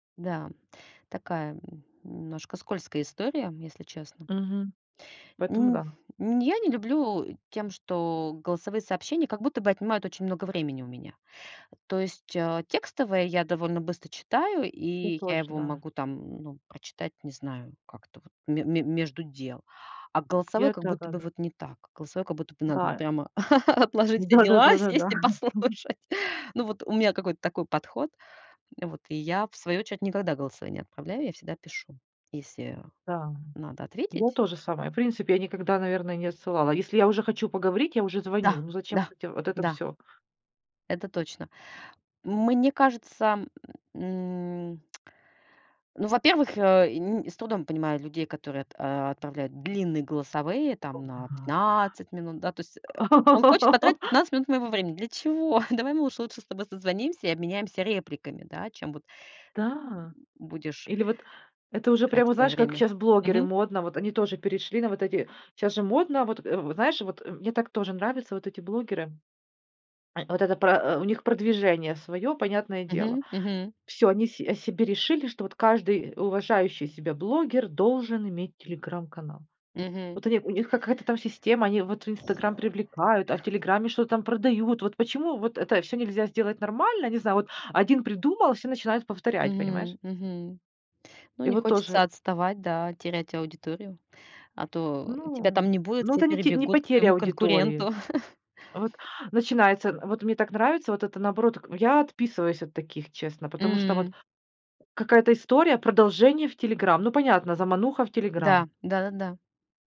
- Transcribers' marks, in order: laugh; laughing while speaking: "послушать"; lip smack; other noise; laugh; chuckle; chuckle
- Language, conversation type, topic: Russian, podcast, Как вы выбираете между звонком и сообщением?